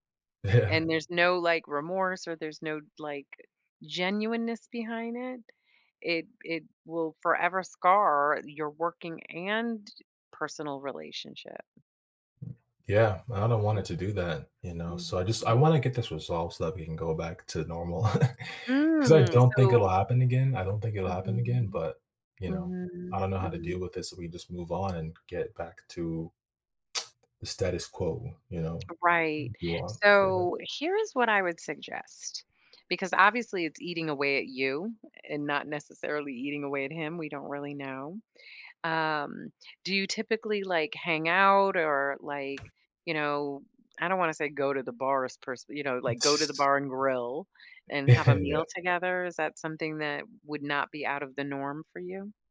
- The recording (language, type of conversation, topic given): English, advice, How do I tell a close friend I feel let down?
- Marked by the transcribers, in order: laughing while speaking: "Yeah"; other background noise; chuckle; tapping; tsk; chuckle